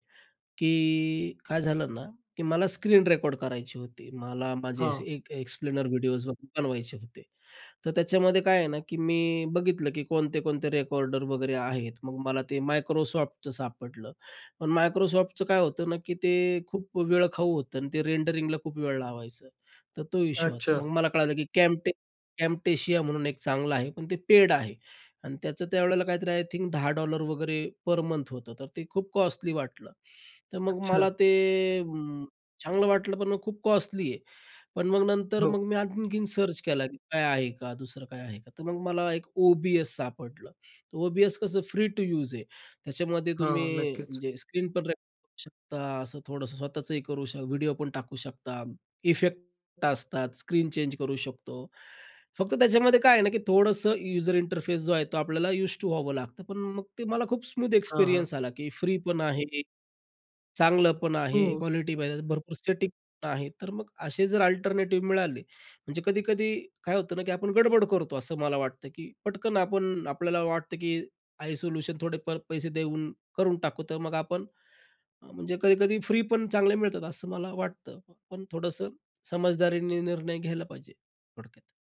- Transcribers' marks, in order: drawn out: "की"; tapping; in English: "एक्सप्लेनर"; in English: "रेंडरिंगला"; in English: "आय थिंक"; in English: "पर मंथ"; in English: "सर्च"; in English: "फ्री टू यूज"; in English: "यूजर इंटरफेस"; in English: "यूज टू"; in English: "स्मूथ एक्सपिरियन्स"; in English: "अल्टरनेटिव्ह"
- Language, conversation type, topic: Marathi, podcast, तुम्ही विनामूल्य आणि सशुल्क साधनांपैकी निवड कशी करता?